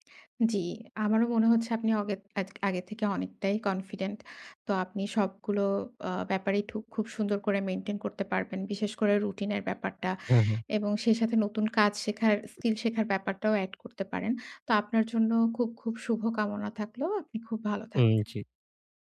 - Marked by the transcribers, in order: other background noise; tapping
- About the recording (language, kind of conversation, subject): Bengali, advice, আপনি প্রতিদিনের ছোট কাজগুলোকে কীভাবে আরও অর্থবহ করতে পারেন?